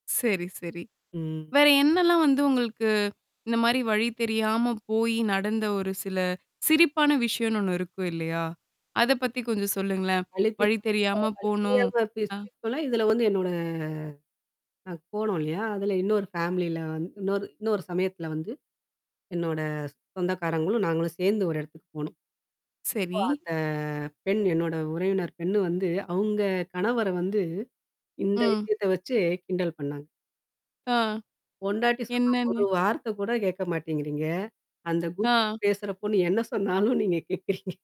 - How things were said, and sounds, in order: tapping; other background noise; distorted speech; unintelligible speech; drawn out: "என்னோட"; in English: "ஃபேமிலியில"; laughing while speaking: "பேசுறப் பொண்ணு என்ன சொன்னாலும் நீங்க கேட்கிறீங்க?"
- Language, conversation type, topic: Tamil, podcast, வழி தெரியாமல் திசைத் தவறியதால் ஏற்பட்ட ஒரு வேடிக்கையான குழப்பத்தை நீங்கள் நகைச்சுவையாகச் சொல்ல முடியுமா?
- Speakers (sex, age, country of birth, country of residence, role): female, 25-29, India, India, host; female, 40-44, India, India, guest